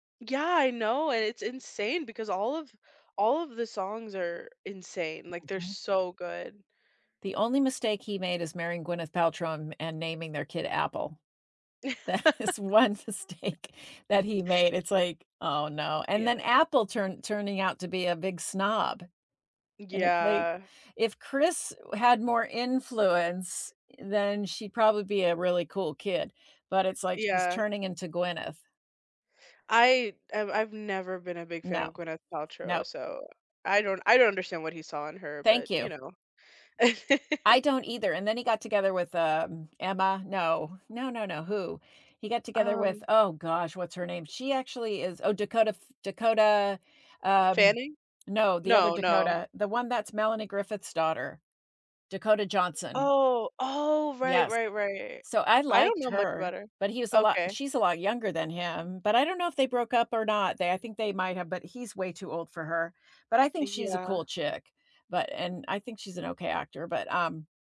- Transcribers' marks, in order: chuckle; laughing while speaking: "That is one mistake"; tapping; chuckle
- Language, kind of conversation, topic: English, unstructured, Which concerts or live performances left you speechless, and what made those moments unforgettable to you?
- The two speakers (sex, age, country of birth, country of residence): female, 25-29, United States, United States; female, 65-69, United States, United States